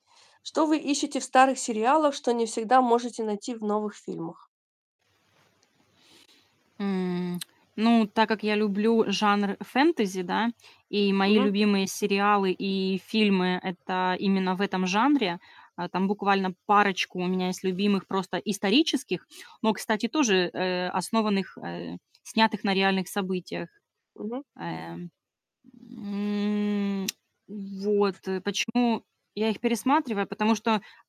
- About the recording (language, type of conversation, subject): Russian, unstructured, В каких случаях вы предпочли бы пересмотреть старый сериал вместо просмотра нового фильма?
- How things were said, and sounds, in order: tapping; static; drawn out: "м"; other background noise